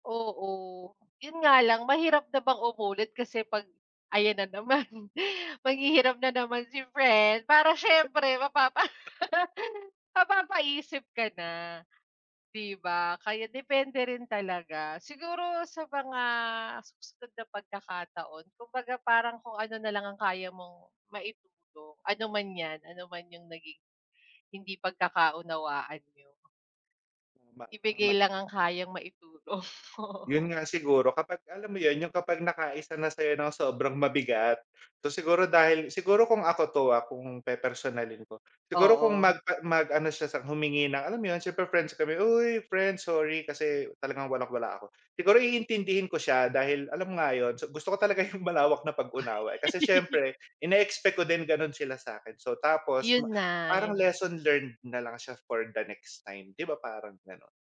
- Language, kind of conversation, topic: Filipino, unstructured, Ano ang pinakamahalaga para sa iyo sa isang pagkakaibigan?
- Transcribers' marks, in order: other background noise; chuckle; laughing while speaking: "oh"; chuckle